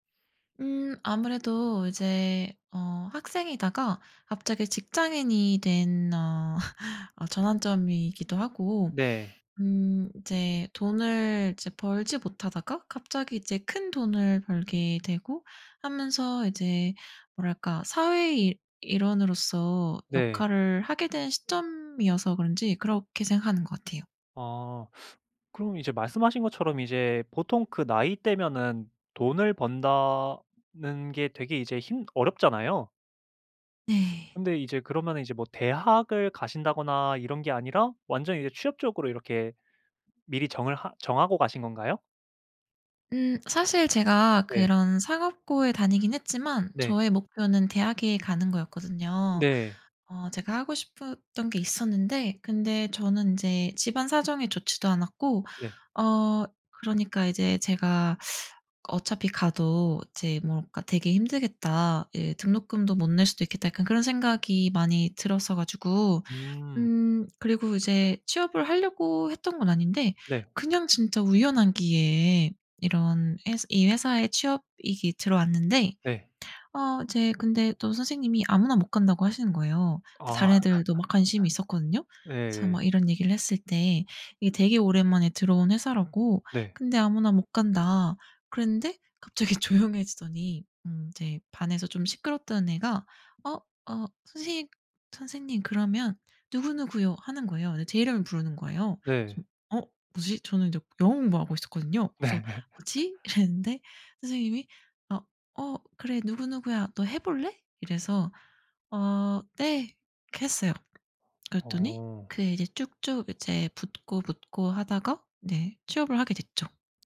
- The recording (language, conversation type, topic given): Korean, podcast, 인생에서 가장 큰 전환점은 언제였나요?
- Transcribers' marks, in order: laugh; teeth sucking; other background noise; teeth sucking; teeth sucking; laugh; laughing while speaking: "네"; laugh